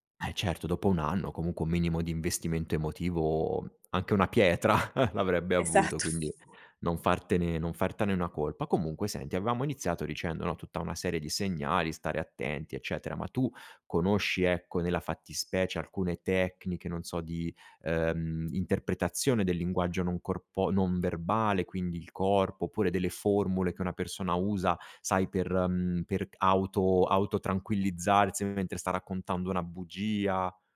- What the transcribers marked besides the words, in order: other background noise; laughing while speaking: "pietra"; chuckle; laughing while speaking: "Esatto"; background speech
- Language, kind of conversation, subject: Italian, podcast, Che cosa ti fa fidare di qualcuno quando parla?